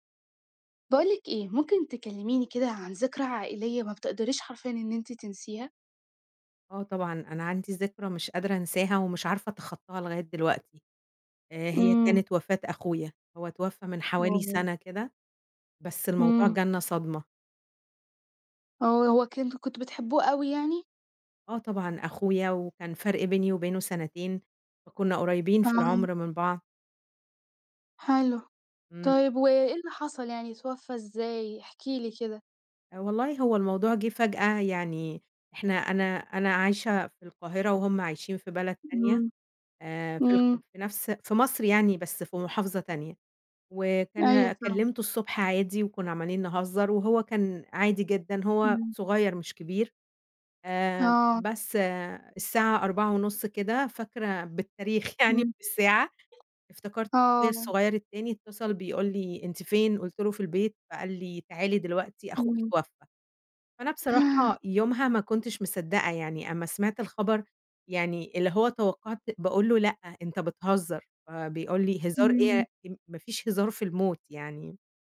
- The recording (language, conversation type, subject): Arabic, podcast, ممكن تحكي لنا عن ذكرى عائلية عمرك ما هتنساها؟
- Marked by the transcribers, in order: unintelligible speech; chuckle; laughing while speaking: "يعني بالساعة"; other background noise; gasp